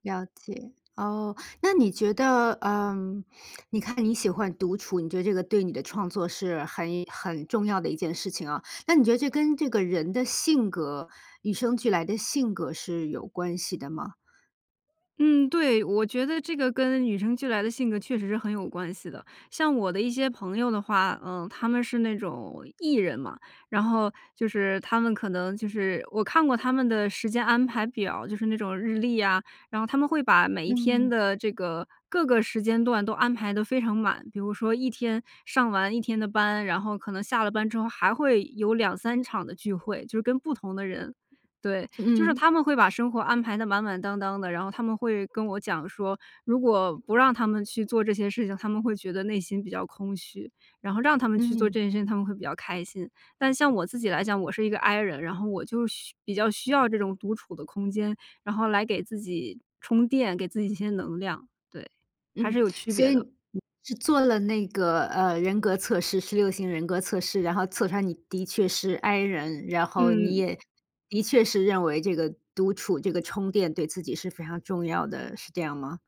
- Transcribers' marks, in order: other background noise
- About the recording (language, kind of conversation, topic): Chinese, podcast, 你觉得独处对创作重要吗？